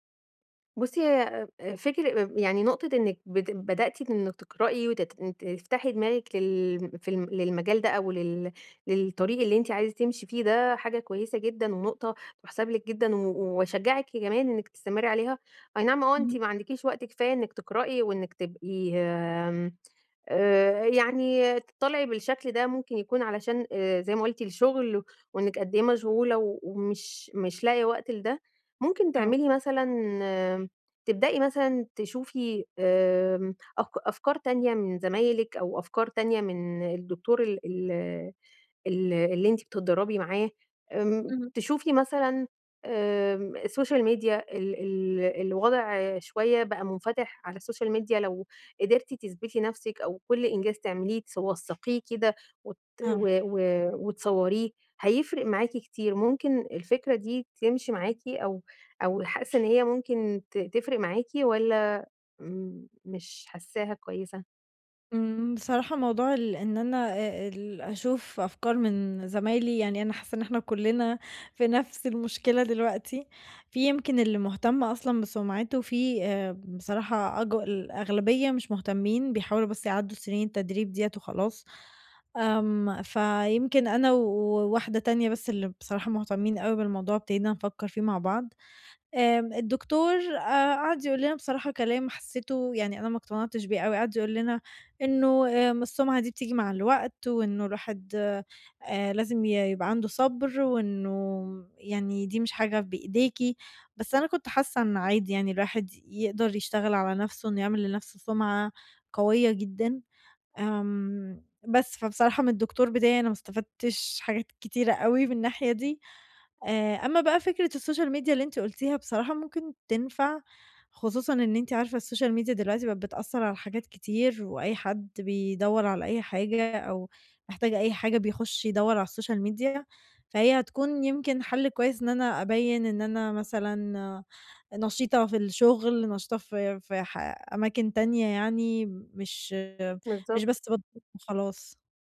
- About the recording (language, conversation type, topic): Arabic, advice, إزاي أبدأ أبني سمعة مهنية قوية في شغلي؟
- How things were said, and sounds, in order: in English: "السوشيال ميديا"; in English: "السوشيال ميديا"; other background noise; in English: "السوشيال ميديا"; in English: "السوشيال ميديا"; tapping; in English: "السوشيال ميديا"